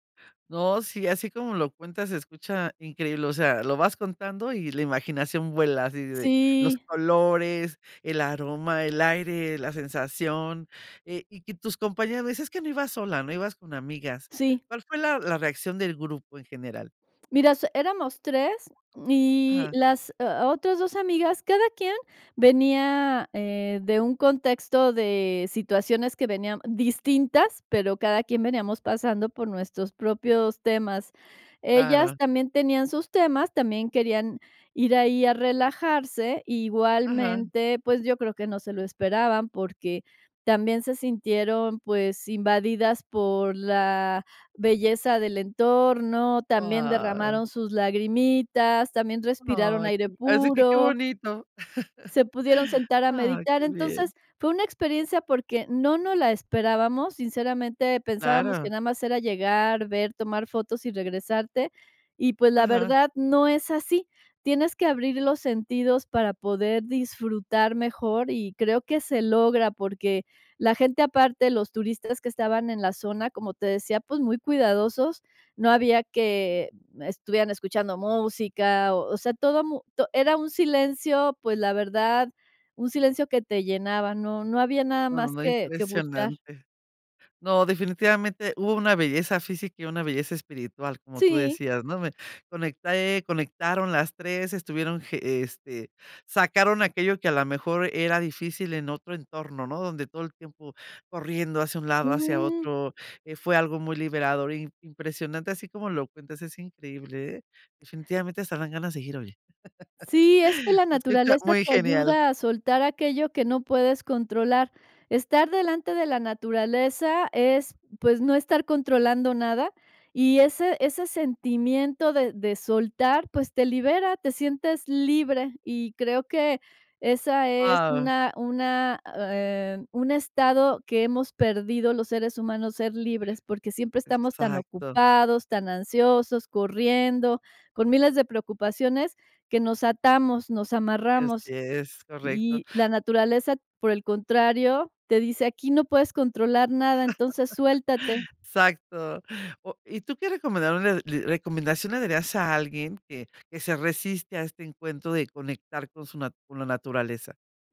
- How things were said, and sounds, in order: other background noise; chuckle; chuckle; "recomenadón" said as "recomendación"
- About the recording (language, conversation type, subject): Spanish, podcast, ¿Me hablas de un lugar que te hizo sentir pequeño ante la naturaleza?